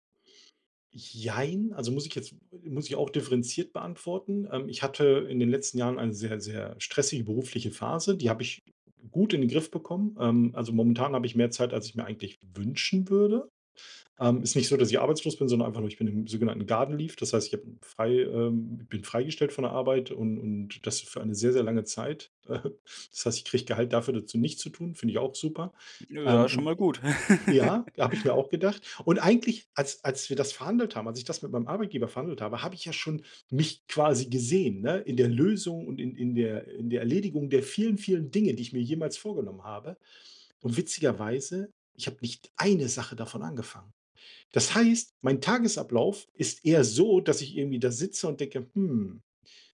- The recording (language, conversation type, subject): German, advice, Warum fällt es dir schwer, langfristige Ziele konsequent zu verfolgen?
- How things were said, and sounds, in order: anticipating: "wünschen würde"; in English: "garden leave"; laughing while speaking: "Äh"; laugh; stressed: "eine"